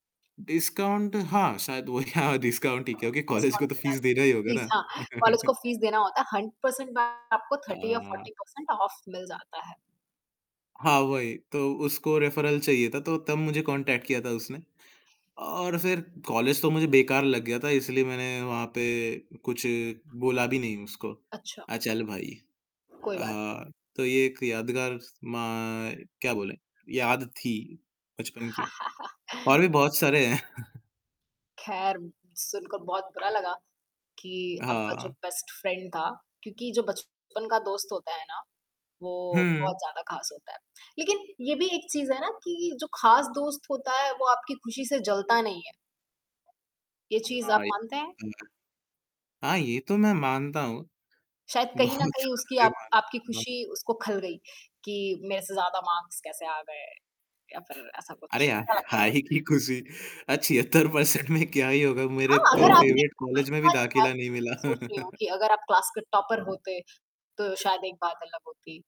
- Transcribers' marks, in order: static; in English: "डिस्काउंट"; laughing while speaking: "वो ही हाँ, डिस्काउंट ही … ही होगा ना"; in English: "डिस्काउंट"; distorted speech; in English: "डिस्काउंट"; chuckle; in English: "हंड्रेड पर्सेंट"; in English: "थर्टी या फ़ोर्टी पर्सेंट ऑफ"; in English: "रेफरल"; in English: "कॉन्टैक्ट"; laugh; chuckle; in English: "बेस्ट फ्रेंड"; unintelligible speech; laughing while speaking: "बहुत ज़्यादा ही मानता हुँ"; in English: "मार्क्स"; other background noise; laughing while speaking: "काहे की खुशी अ, छेहत्तर … दाखिला नहीं मिला"; unintelligible speech; in English: "फ़ेवरेट"; chuckle; in English: "क्लास"; in English: "टॉपर"
- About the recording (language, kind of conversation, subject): Hindi, podcast, आपकी किसी एक दोस्ती की शुरुआत कैसे हुई और उससे जुड़ा कोई यादगार किस्सा क्या है?